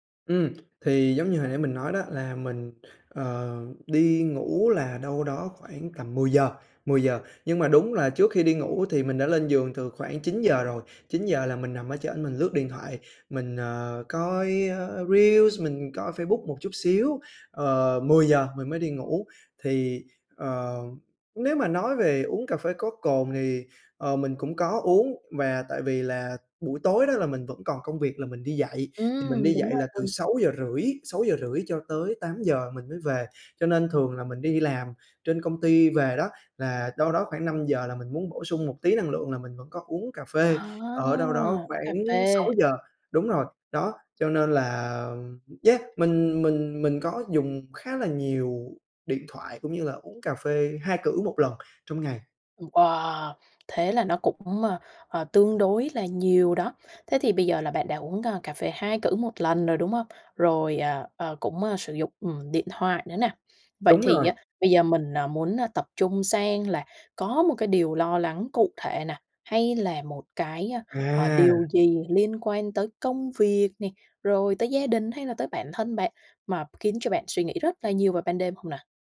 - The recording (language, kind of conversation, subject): Vietnamese, advice, Tôi bị mất ngủ, khó ngủ vào ban đêm vì suy nghĩ không ngừng, tôi nên làm gì?
- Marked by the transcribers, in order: tapping; in English: "reels"